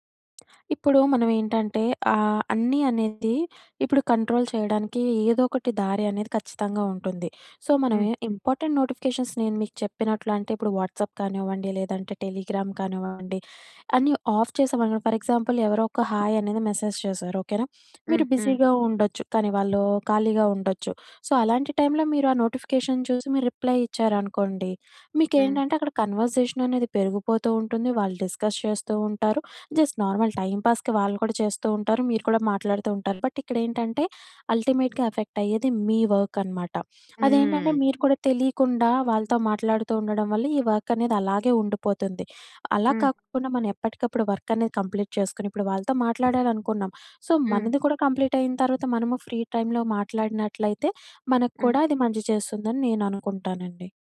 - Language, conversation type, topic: Telugu, podcast, నోటిఫికేషన్లు తగ్గిస్తే మీ ఫోన్ వినియోగంలో మీరు ఏ మార్పులు గమనించారు?
- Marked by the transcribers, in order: other background noise; in English: "కంట్రోల్"; in English: "సో"; in English: "ఇంపార్టెంట్ నోటిఫికేషన్స్"; in English: "వాట్సాప్"; in English: "టెలిగ్రామ్"; in English: "ఆఫ్"; in English: "ఫర్ ఎగ్జాంపుల్"; in English: "హాయ్"; in English: "మెసేజ్"; in English: "బిజీగా"; in English: "సో"; in English: "నోటిఫికేషన్"; in English: "రిప్లై"; in English: "కన్వర్జేషన్"; in English: "డిస్కస్"; in English: "జస్ట్ నార్మల్ టైమ్ పాస్‌కి"; in English: "బట్"; in English: "అల్టిమేట్‌గా ఎఫెక్ట్"; in English: "వర్క్"; tapping; in English: "కంప్లీట్"; in English: "సో"; in English: "కంప్లీట్"; in English: "ఫ్రీ టైమ్‌లో"